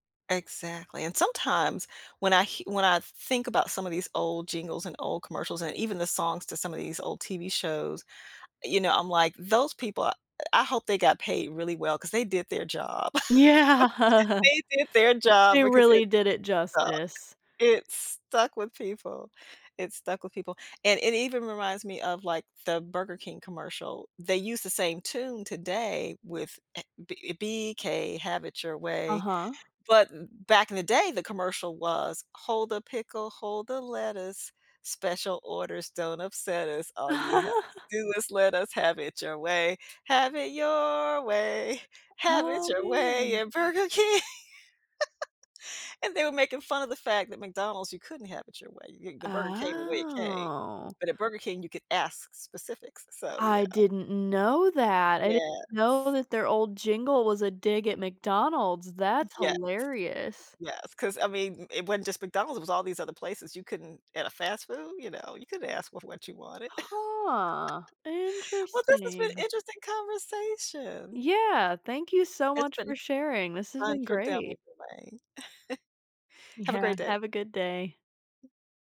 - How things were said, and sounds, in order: other background noise; laughing while speaking: "Yeah"; chuckle; laugh; tapping; singing: "B.K. have it your way"; singing: "Hold a pickle, hold the … at Burger King"; laugh; laughing while speaking: "King"; laugh; drawn out: "Oh"; laugh; chuckle
- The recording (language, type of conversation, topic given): English, unstructured, How can I stop a song from bringing back movie memories?
- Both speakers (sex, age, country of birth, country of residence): female, 25-29, United States, United States; female, 60-64, United States, United States